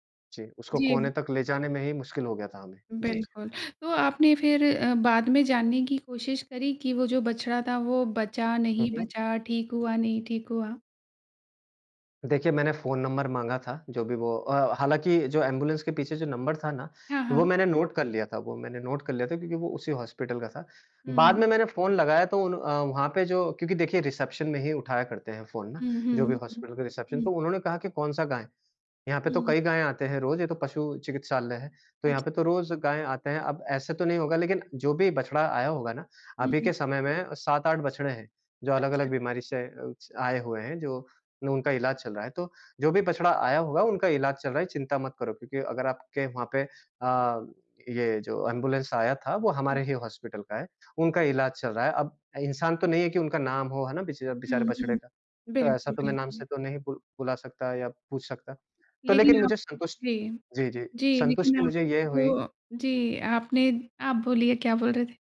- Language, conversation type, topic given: Hindi, podcast, किसी अजनबी ने आपकी मदद कैसे की?
- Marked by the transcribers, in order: in English: "नोट"; in English: "नोट"; in English: "रिसेप्शन"; in English: "रिसेप्शन"